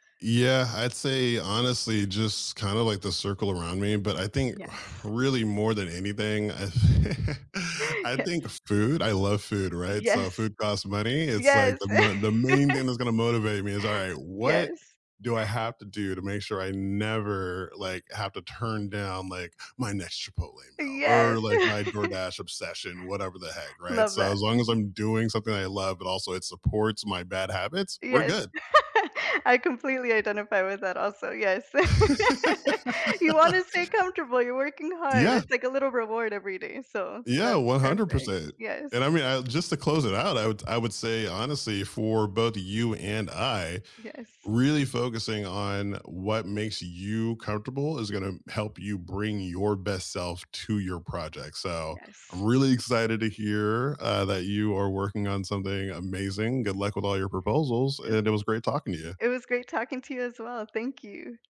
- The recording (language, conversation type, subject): English, unstructured, What five-year dreams excite you, and what support helps you stay motivated?
- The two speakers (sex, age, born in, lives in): female, 30-34, United States, United States; male, 35-39, United States, United States
- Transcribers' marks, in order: sigh; laugh; inhale; unintelligible speech; laugh; laugh; laugh; laugh; tapping